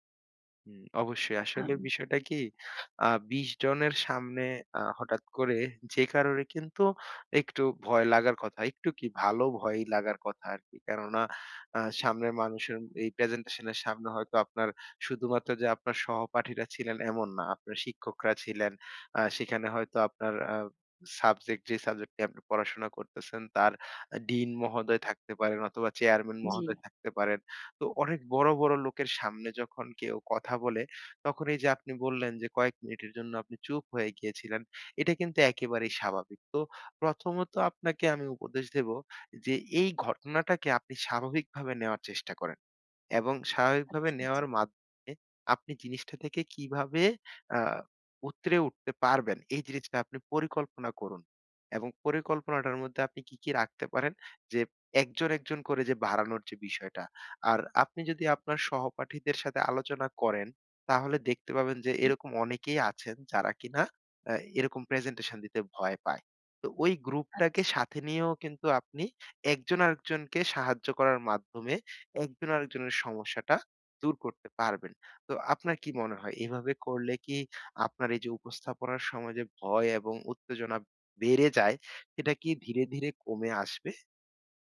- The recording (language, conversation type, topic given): Bengali, advice, উপস্থাপনার সময় ভয় ও উত্তেজনা কীভাবে কমিয়ে আত্মবিশ্বাস বাড়াতে পারি?
- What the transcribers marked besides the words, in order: "জিরিসটা" said as "জিরিছটা"; "মধ্যে" said as "মইদ্দে"; "একজন" said as "একজর"; "বাড়ানোর" said as "ভারানর"